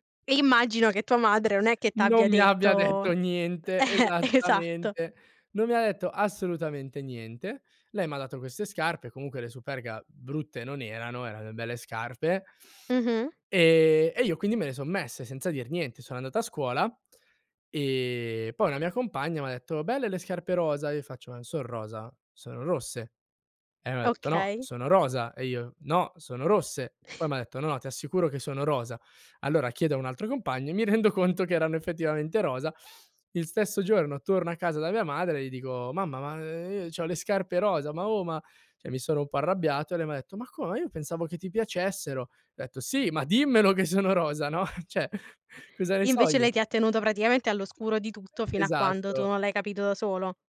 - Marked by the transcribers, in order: laughing while speaking: "detto"; laughing while speaking: "eh, esatto"; other background noise; chuckle; laughing while speaking: "rendo"; sniff; "cioè" said as "ceh"; stressed: "dimmelo"; laughing while speaking: "rosa, no"; "cioè" said as "ceh"; tapping
- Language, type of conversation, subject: Italian, podcast, Come influisce il tuo stile sul tuo umore quotidiano?